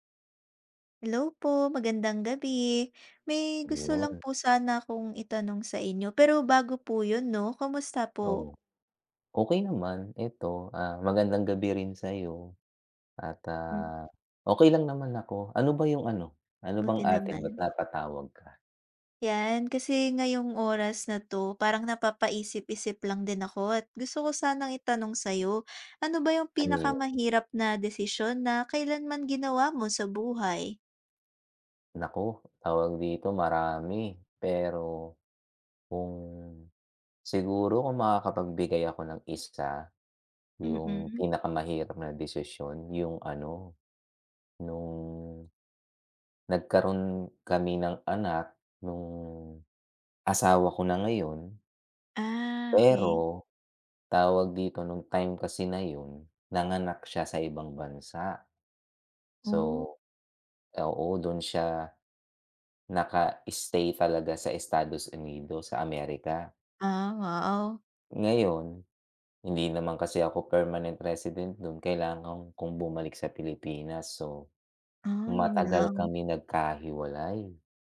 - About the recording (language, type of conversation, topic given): Filipino, unstructured, Ano ang pinakamahirap na desisyong nagawa mo sa buhay mo?
- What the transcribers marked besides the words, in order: tapping; drawn out: "gabi!"; other background noise; in another language: "permanent resident"